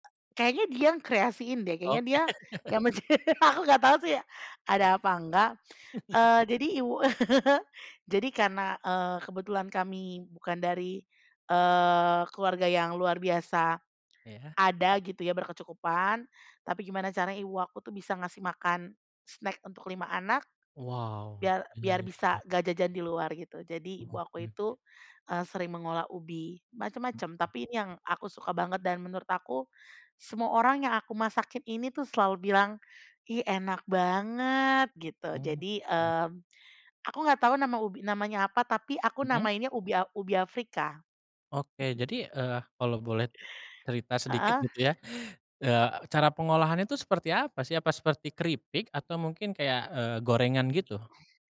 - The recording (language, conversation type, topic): Indonesian, podcast, Bisa ceritakan resep sederhana yang selalu berhasil menenangkan suasana?
- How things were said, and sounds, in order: tapping; laughing while speaking: "Oke"; laugh; laughing while speaking: "mence"; chuckle; chuckle; in English: "snack"; chuckle